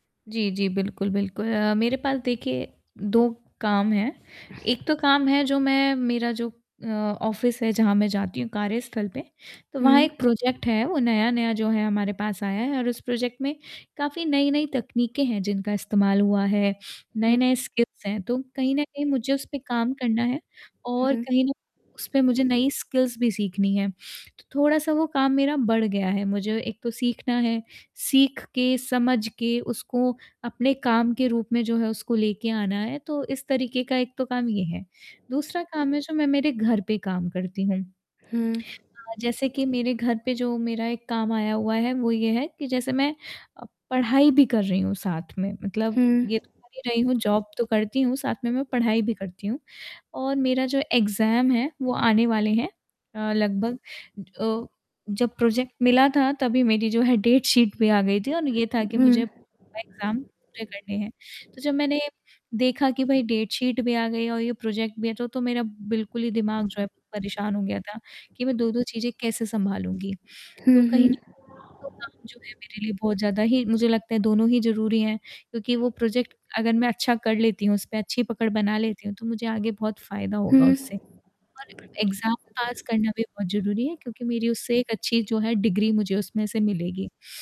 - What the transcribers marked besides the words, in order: static; in English: "ऑफ़िस"; in English: "प्रोजेक्ट"; in English: "प्रोजेक्ट"; distorted speech; in English: "स्किल्स"; in English: "स्किल्स"; tapping; in English: "जॉब"; in English: "एग्ज़ाम"; in English: "प्रोजेक्ट"; in English: "डेट शीट"; in English: "एग्ज़ाम"; in English: "डेट शीट"; in English: "प्रोजेक्ट"; other background noise; in English: "प्रोजेक्ट"; in English: "एग्ज़ाम"; in English: "डिग्री"
- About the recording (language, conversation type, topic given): Hindi, advice, मैं कैसे तय करूँ कि कौन-से काम सबसे पहले करने हैं?
- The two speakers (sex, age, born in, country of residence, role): female, 25-29, India, India, advisor; female, 25-29, India, India, user